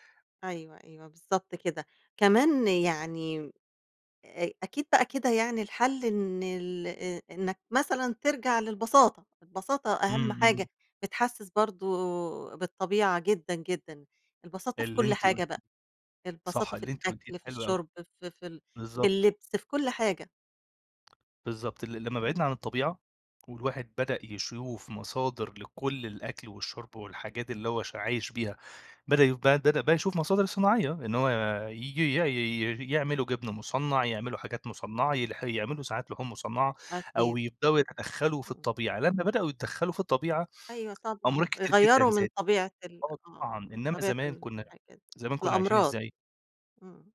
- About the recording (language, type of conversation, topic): Arabic, podcast, إيه الحاجات البسيطة اللي بتقرّب الناس من الطبيعة؟
- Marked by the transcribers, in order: none